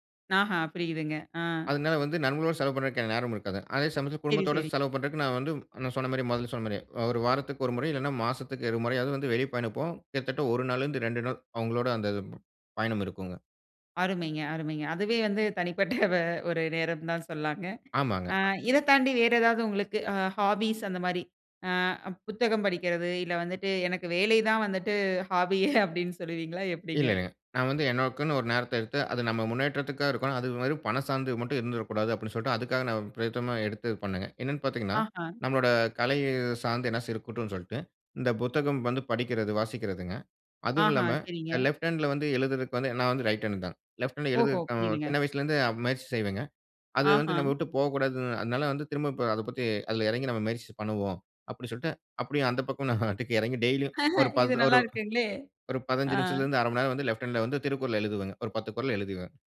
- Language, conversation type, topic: Tamil, podcast, பணி நேரமும் தனிப்பட்ட நேரமும் பாதிக்காமல், எப்போதும் அணுகக்கூடியவராக இருக்க வேண்டிய எதிர்பார்ப்பை எப்படி சமநிலைப்படுத்தலாம்?
- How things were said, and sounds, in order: laughing while speaking: "தனிப்பட்ட ஒரு நேரம்னு தா சொல்லாங்க"; in English: "ஹாபிஸ்"; in English: "ஹாபி"; in English: "லெஃப்ட் ஹேண்ட்ல"; in English: "ரைட் ஹேண்ட்"; in English: "லெஃப்ட் ஹேண்ட்ல"; chuckle; in English: "லெஃப்ட் ஹேண்ட்ல"